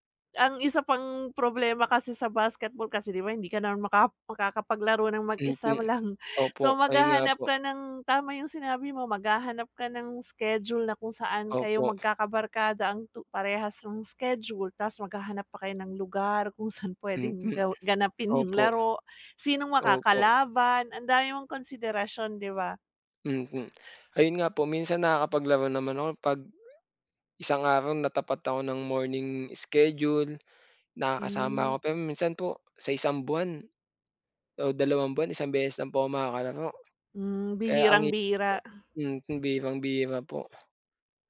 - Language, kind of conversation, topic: Filipino, unstructured, Anong isport ang pinaka-nasisiyahan kang laruin, at bakit?
- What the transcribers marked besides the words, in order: tapping; unintelligible speech